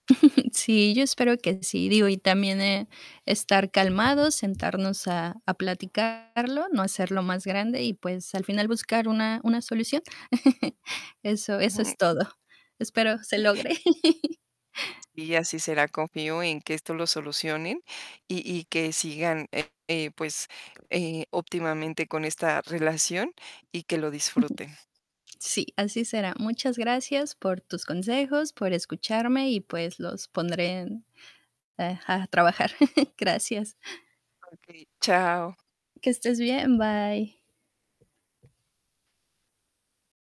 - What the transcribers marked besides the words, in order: static; chuckle; distorted speech; other noise; tapping; chuckle; chuckle; other background noise; chuckle; chuckle
- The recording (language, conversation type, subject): Spanish, advice, ¿Cómo puedo expresar mi frustración con mi pareja o mi familia porque no comprenden mi agotamiento?